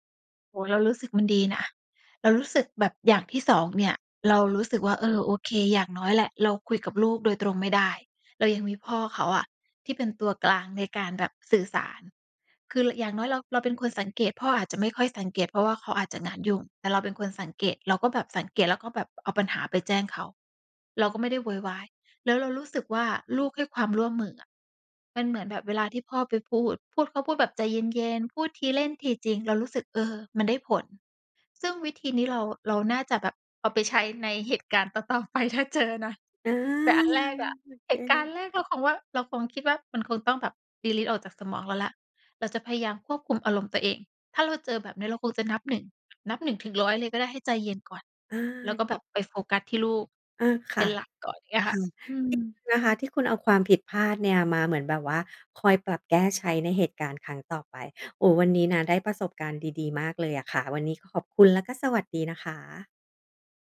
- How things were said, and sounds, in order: laughing while speaking: "ต่อ ๆ ไป ถ้าเจอนะ"; in English: "ดีลีต"; unintelligible speech
- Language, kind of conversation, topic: Thai, podcast, เล่าเรื่องวิธีสื่อสารกับลูกเวลามีปัญหาได้ไหม?